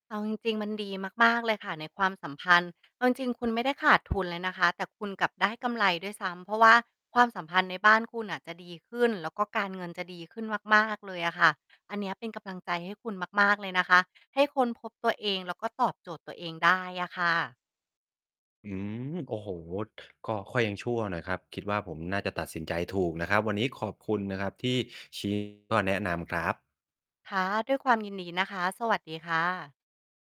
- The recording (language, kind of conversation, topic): Thai, advice, ปัญหาทางการเงินและการแบ่งหน้าที่ทำให้เกิดการทะเลาะกันอย่างไร?
- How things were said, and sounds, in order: other background noise; distorted speech